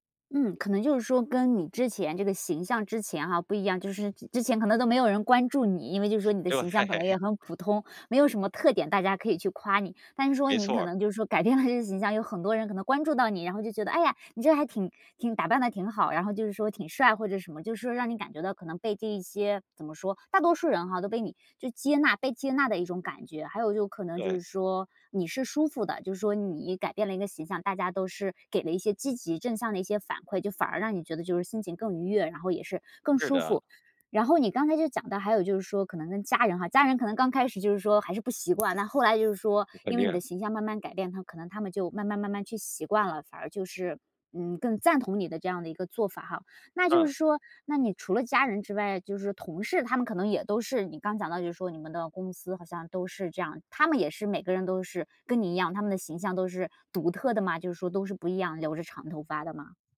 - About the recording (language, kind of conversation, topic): Chinese, podcast, 你能分享一次改变形象的经历吗？
- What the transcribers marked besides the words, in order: laughing while speaking: "对"; laughing while speaking: "改变了这个"; other background noise